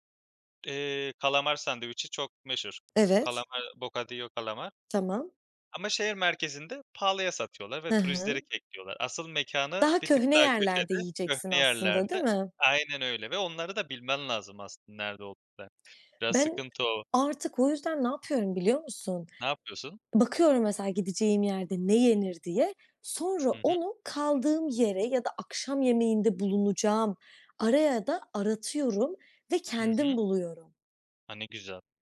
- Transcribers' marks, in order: tapping; in Spanish: "bocadillo"; other background noise; "turistleri" said as "turizleri"
- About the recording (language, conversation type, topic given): Turkish, unstructured, Sürpriz bir yemek deneyimi yaşadın mı, nasıl oldu?